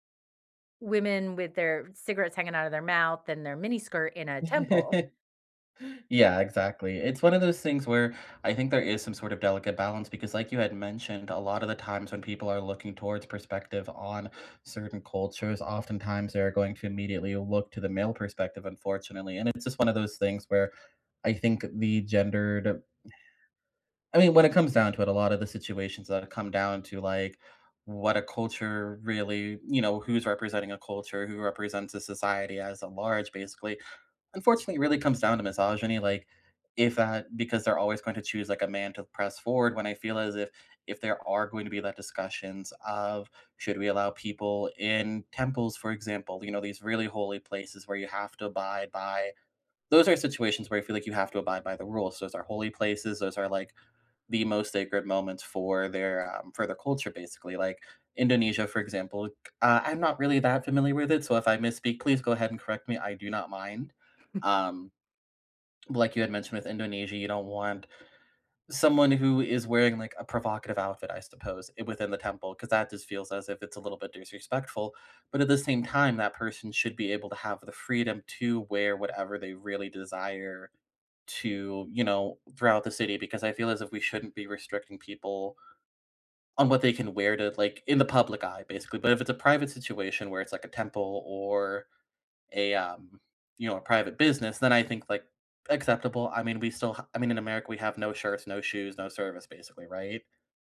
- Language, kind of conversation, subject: English, unstructured, Should locals have the final say over what tourists can and cannot do?
- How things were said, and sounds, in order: chuckle; tapping; chuckle